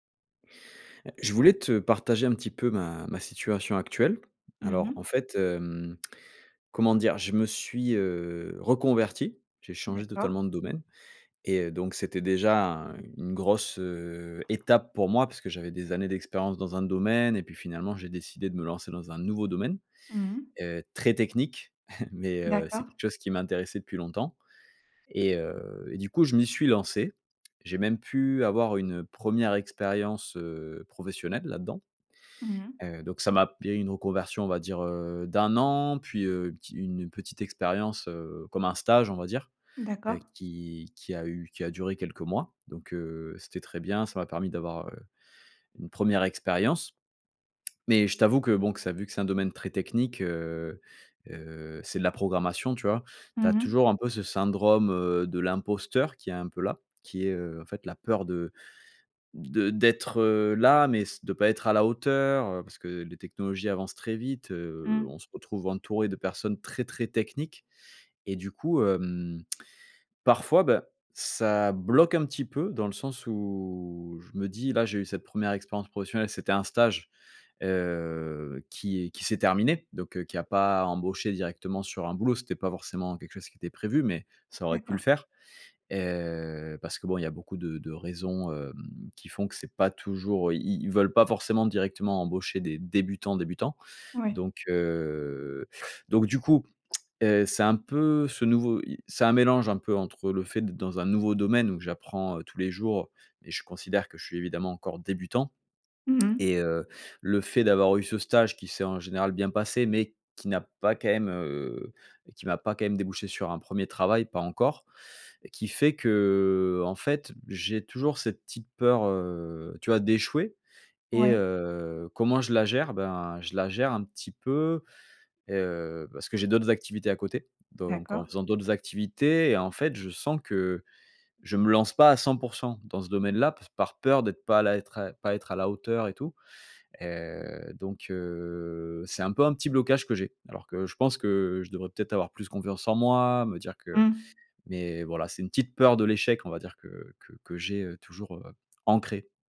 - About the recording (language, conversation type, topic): French, advice, Comment dépasser la peur d’échouer qui m’empêche d’agir ?
- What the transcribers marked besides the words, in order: tongue click; drawn out: "grosse"; chuckle; tongue click; tongue click; drawn out: "où"; tongue click; lip smack; drawn out: "que"; drawn out: "heu"